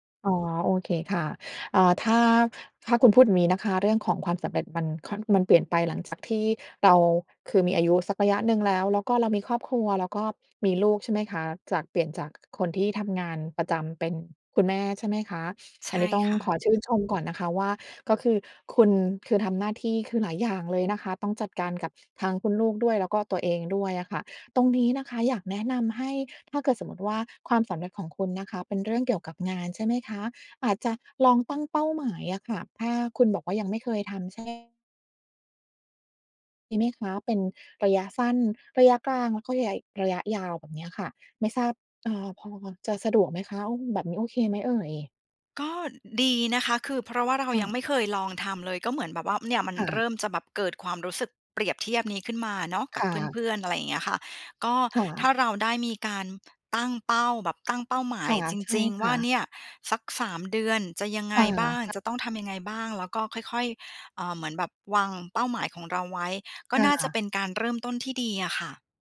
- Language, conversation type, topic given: Thai, advice, ควรเริ่มยังไงเมื่อฉันมักเปรียบเทียบความสำเร็จของตัวเองกับคนอื่นแล้วรู้สึกท้อ?
- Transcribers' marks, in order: other background noise; tapping